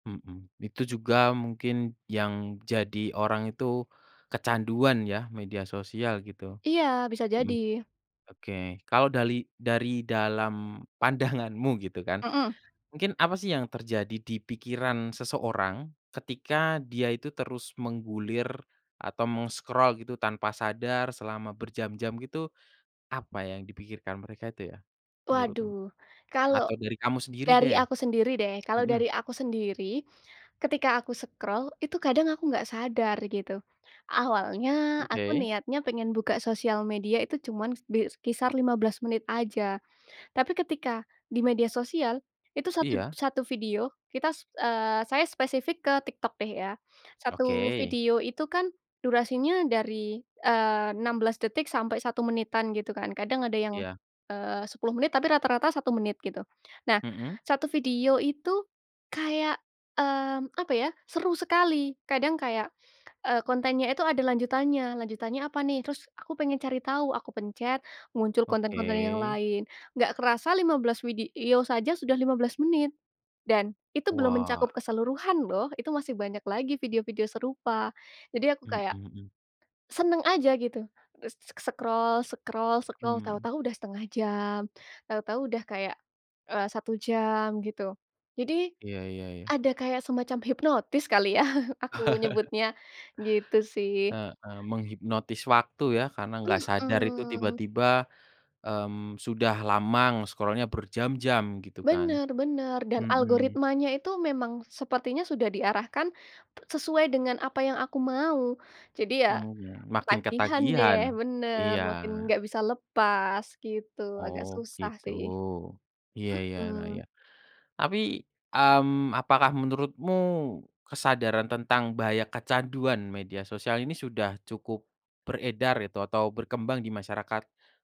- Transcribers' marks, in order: laughing while speaking: "pandanganmu"; in English: "meng-scroll"; in English: "scroll"; in English: "scroll scroll scroll"; laugh; chuckle; tapping; in English: "nge-scroll-nya"
- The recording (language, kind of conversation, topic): Indonesian, podcast, Mengapa orang mudah kecanduan media sosial menurutmu?